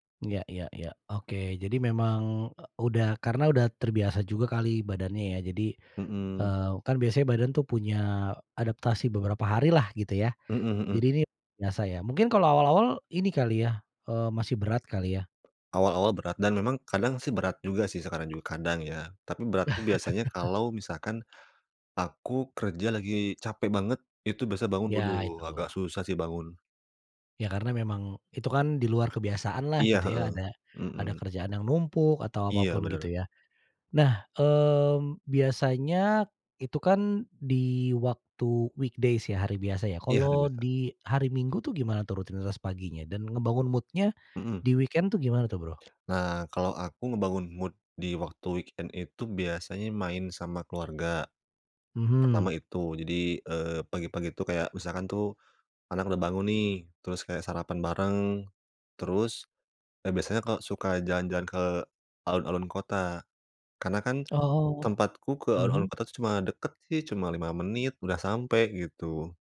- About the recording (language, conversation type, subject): Indonesian, podcast, Kebiasaan pagi apa yang membantu menjaga suasana hati dan fokusmu?
- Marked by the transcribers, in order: other background noise; chuckle; in English: "weekdays"; in English: "mood-nya"; in English: "weekend"; in English: "mood"; in English: "weekend"